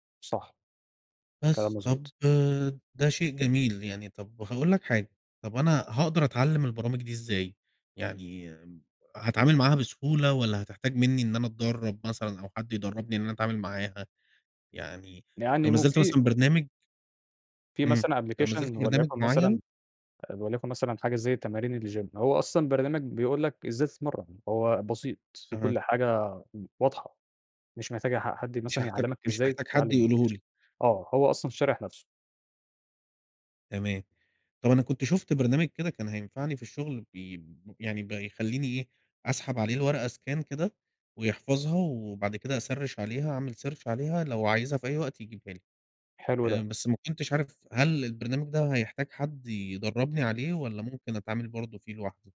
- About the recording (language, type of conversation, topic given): Arabic, unstructured, إزاي نقدر نستخدم التكنولوجيا بحكمة من غير ما تأثر علينا بالسلب؟
- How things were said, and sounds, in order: in English: "application"; in English: "الgym"; in English: "الapplication"; in English: "scan"; in English: "أسَرِّش"; in English: "search"